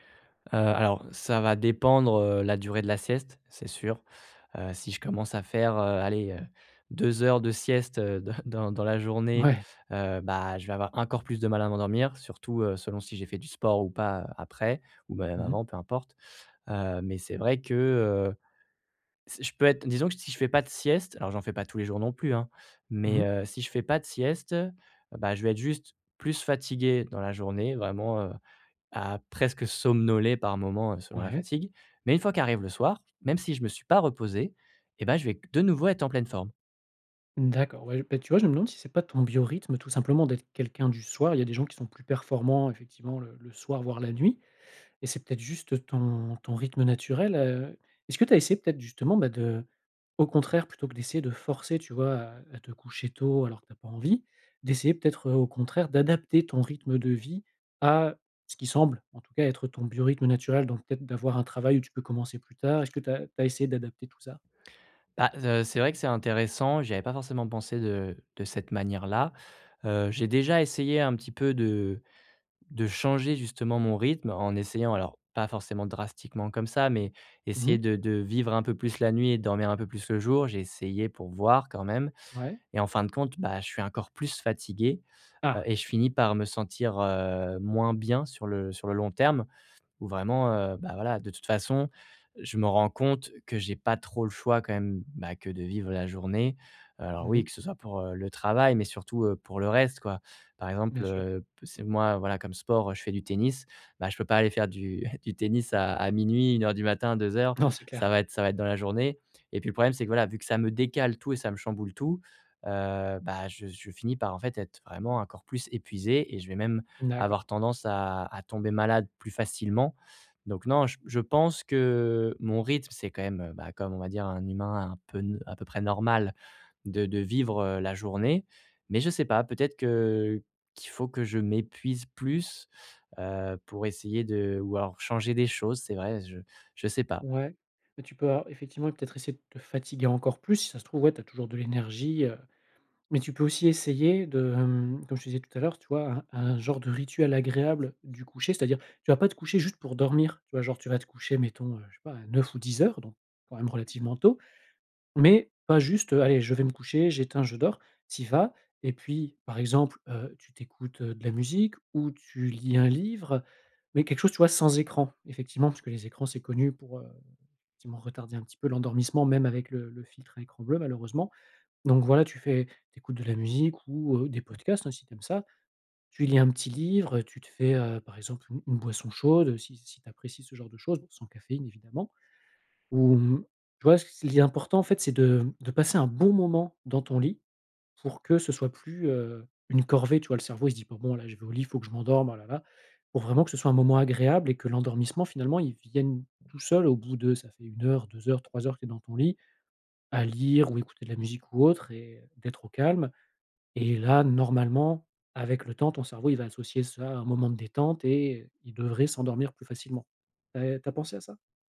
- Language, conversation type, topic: French, advice, Pourquoi est-ce que je me réveille plusieurs fois par nuit et j’ai du mal à me rendormir ?
- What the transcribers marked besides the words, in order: stressed: "sans écran"